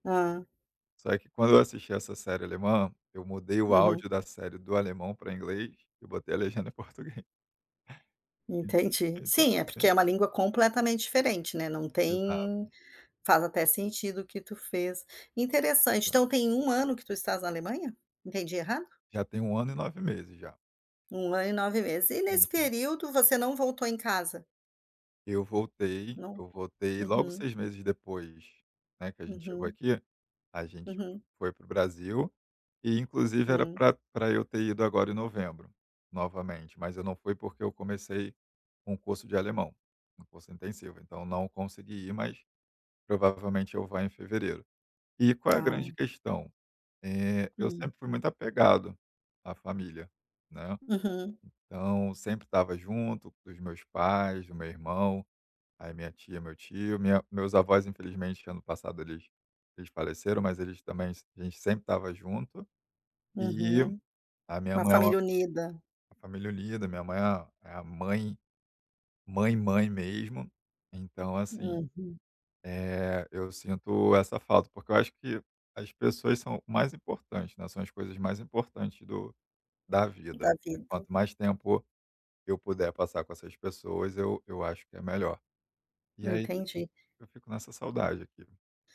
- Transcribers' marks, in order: laughing while speaking: "a legenda em português"; other background noise; tapping
- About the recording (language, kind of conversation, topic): Portuguese, advice, Como lidar com a saudade intensa de família e amigos depois de se mudar de cidade ou de país?